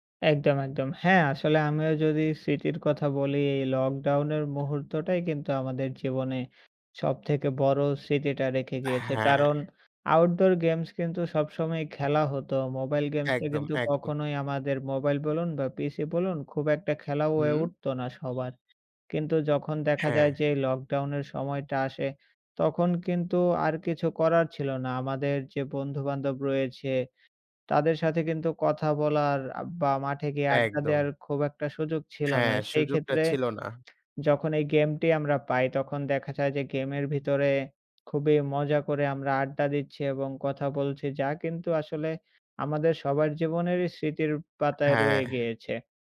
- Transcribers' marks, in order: horn
- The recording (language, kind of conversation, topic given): Bengali, unstructured, কোন কোন গেম আপনার কাছে বিশেষ, এবং কেন সেগুলো আপনার পছন্দের তালিকায় আছে?